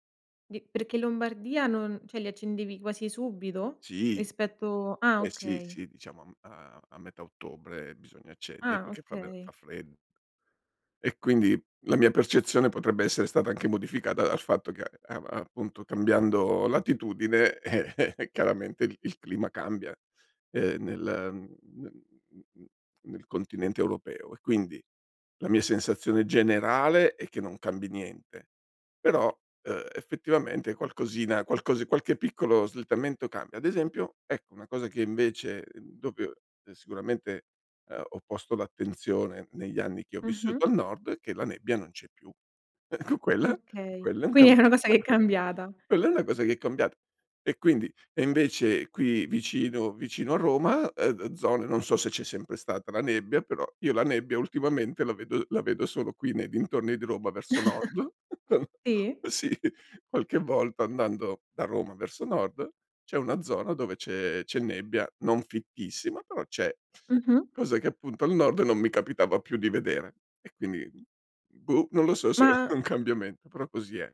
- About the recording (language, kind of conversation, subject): Italian, podcast, In che modo i cambiamenti climatici stanno modificando l’andamento delle stagioni?
- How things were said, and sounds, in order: "cioè" said as "ceh"; chuckle; unintelligible speech; laughing while speaking: "Ecco quella"; laughing while speaking: "Quindi è una cosa"; chuckle; chuckle; laughing while speaking: "sì"; other background noise; laughing while speaking: "è un cambiamen"